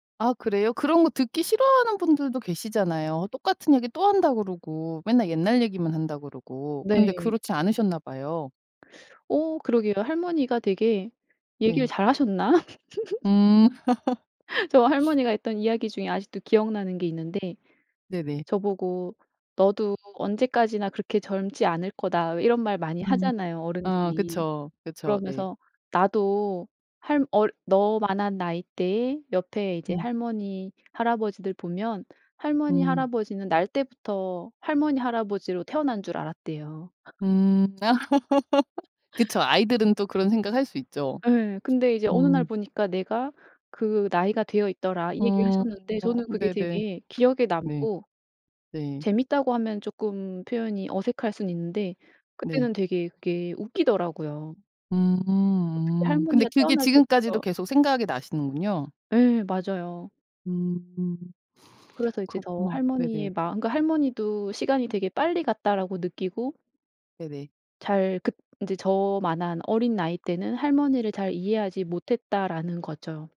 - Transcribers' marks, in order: tapping; other background noise; laugh; background speech; laugh
- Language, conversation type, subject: Korean, podcast, 할머니·할아버지에게서 배운 문화가 있나요?